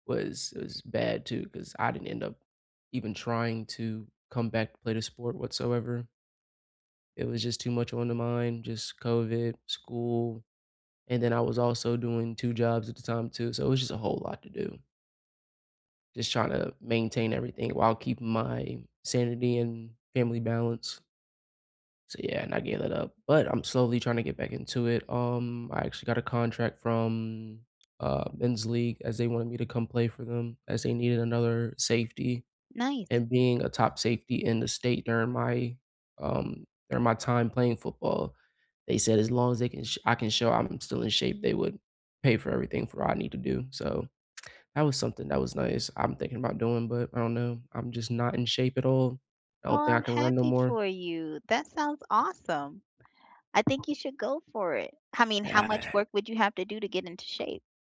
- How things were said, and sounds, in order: other background noise; other noise
- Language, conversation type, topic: English, unstructured, Which extracurricular activity shaped who you are today, and how did it influence you?
- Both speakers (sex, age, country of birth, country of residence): female, 40-44, United States, United States; male, 20-24, United States, United States